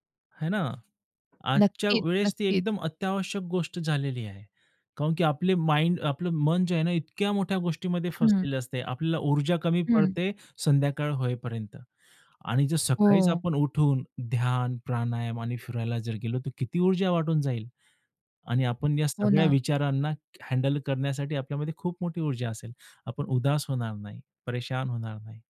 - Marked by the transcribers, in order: other background noise; "कारण" said as "काऊन"; in English: "माइंड"; other noise
- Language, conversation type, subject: Marathi, podcast, रोजच्या चिंतांपासून मनाला मोकळेपणा मिळण्यासाठी तुम्ही काय करता?